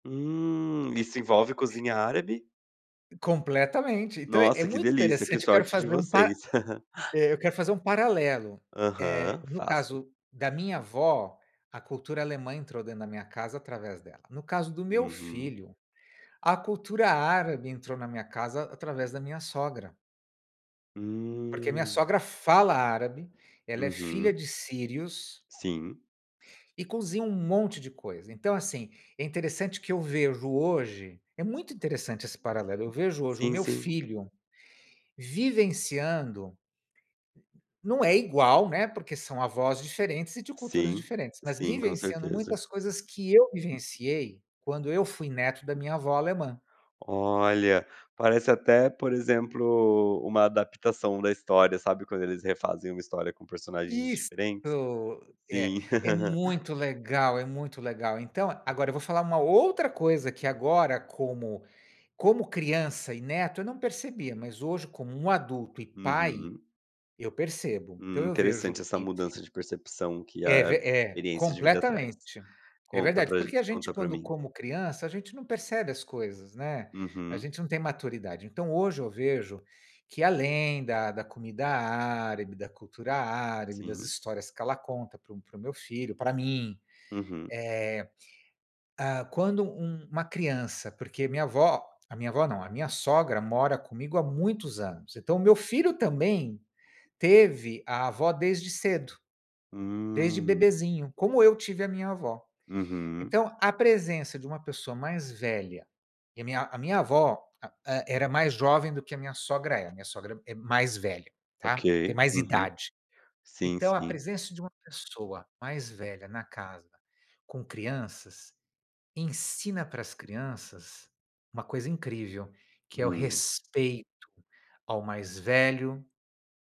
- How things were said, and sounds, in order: other background noise; chuckle; chuckle; other noise
- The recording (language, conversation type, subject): Portuguese, podcast, O que muda na convivência quando avós passam a viver com filhos e netos?